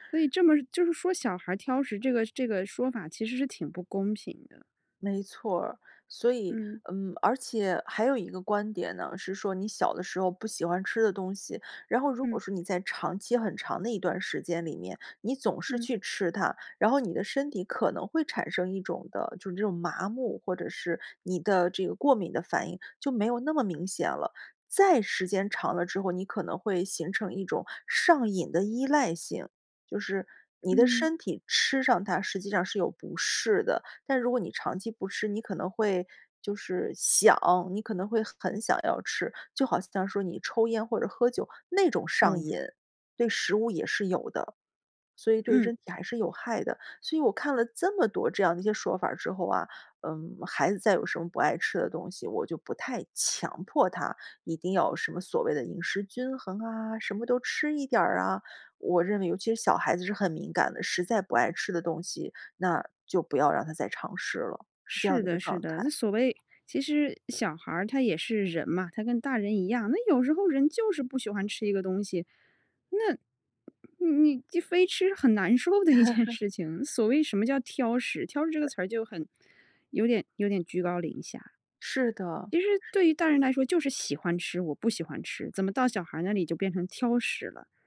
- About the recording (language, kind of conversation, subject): Chinese, podcast, 家人挑食你通常怎么应对？
- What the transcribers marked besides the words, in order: other background noise; laughing while speaking: "受的一件事情"; laugh